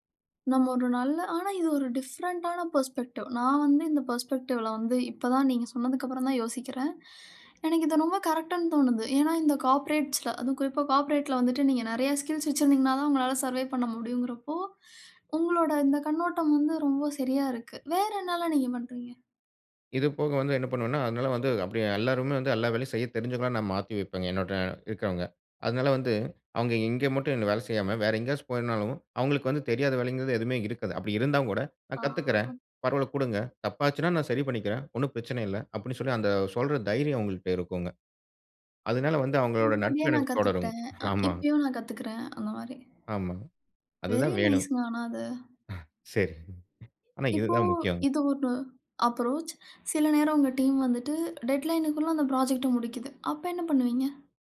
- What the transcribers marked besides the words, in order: in English: "டிஃப்ரெண்ட்டான பெர்ஸ்பெக்டிவ்"; in English: "பெர்ஸ்பெக்டிவ்ல"; tapping; in English: "கரெக்ட்‌ன்னு"; in English: "கார்ப்பரேட்ஸ்ல"; in English: "ஸ்கில்ஸ்"; in English: "சர்வேவ்"; drawn out: "ஆ"; other noise; other background noise; in English: "வெரி நைஸ்ங்க"; chuckle; in English: "அப்ரோச்"; in English: "டீம்"; in English: "டெட்லைன்‌க்குள்ள"; in English: "புராஜெக்ட்ட"
- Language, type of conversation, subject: Tamil, podcast, ஒரு தலைவராக மக்கள் நம்பிக்கையைப் பெற நீங்கள் என்ன செய்கிறீர்கள்?